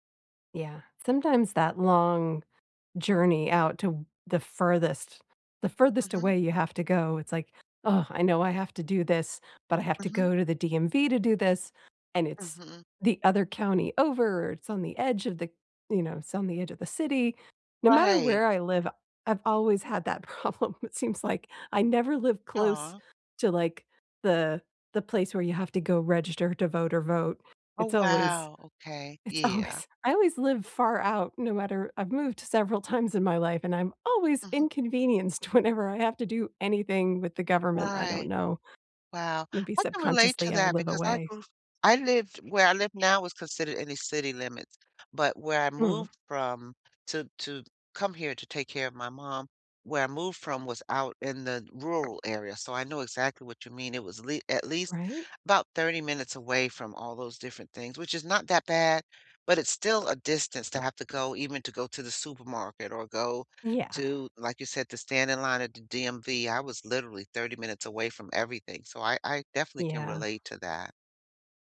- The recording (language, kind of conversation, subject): English, unstructured, What tiny habit should I try to feel more in control?
- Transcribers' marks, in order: laughing while speaking: "problem"; laughing while speaking: "always"; joyful: "always"; tapping